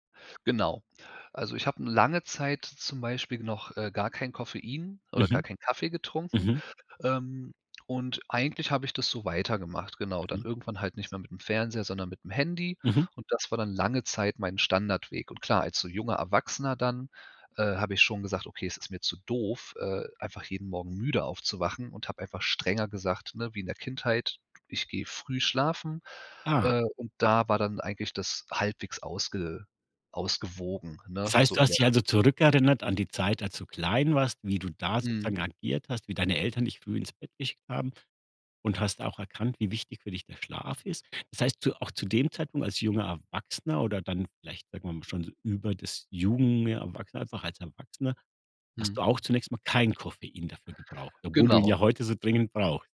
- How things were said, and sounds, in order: other background noise; stressed: "kein"
- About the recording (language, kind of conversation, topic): German, podcast, Was hilft dir, morgens wach und fit zu werden?